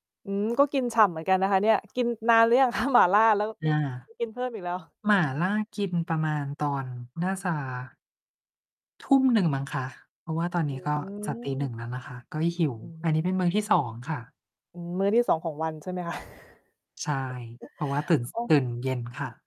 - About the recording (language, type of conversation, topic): Thai, unstructured, คุณยังจำความรู้สึกครั้งแรกที่ได้เจอเพื่อนใหม่ได้ไหม?
- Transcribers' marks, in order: laughing while speaking: "คะ"; distorted speech; chuckle